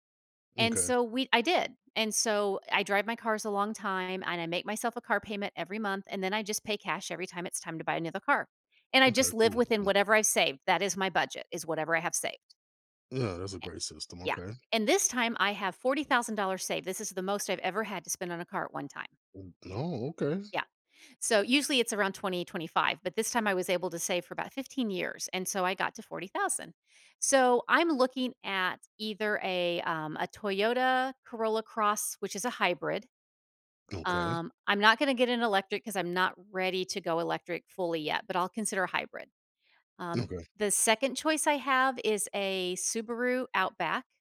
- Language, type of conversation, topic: English, advice, How can I make a confident choice when I'm unsure about a major decision?
- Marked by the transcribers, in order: none